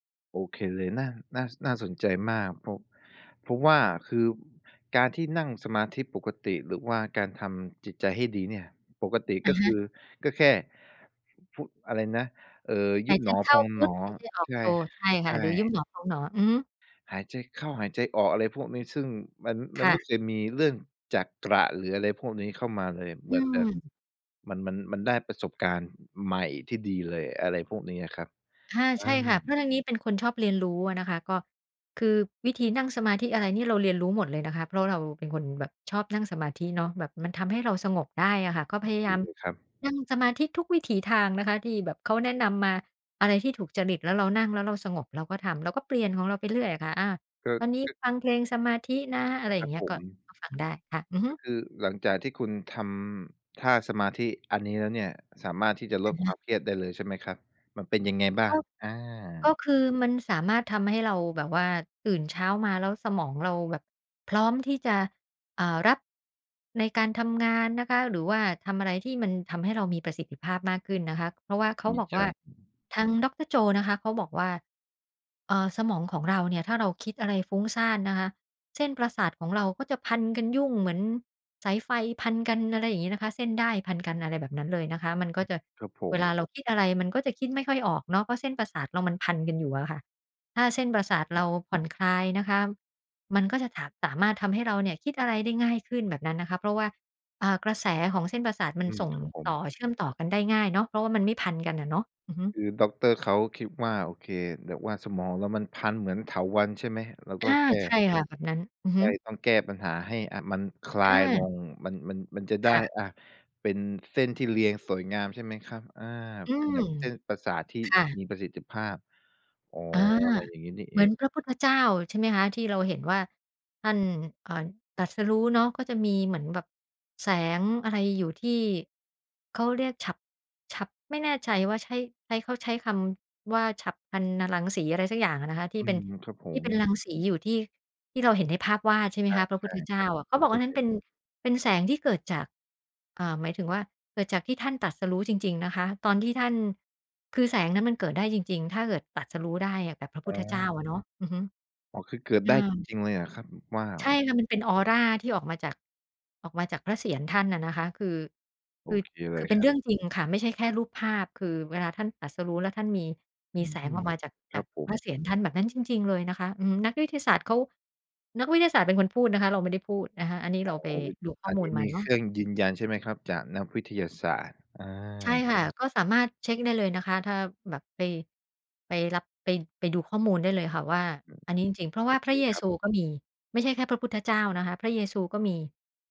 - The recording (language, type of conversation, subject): Thai, podcast, กิจวัตรดูแลใจประจำวันของคุณเป็นอย่างไรบ้าง?
- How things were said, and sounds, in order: tapping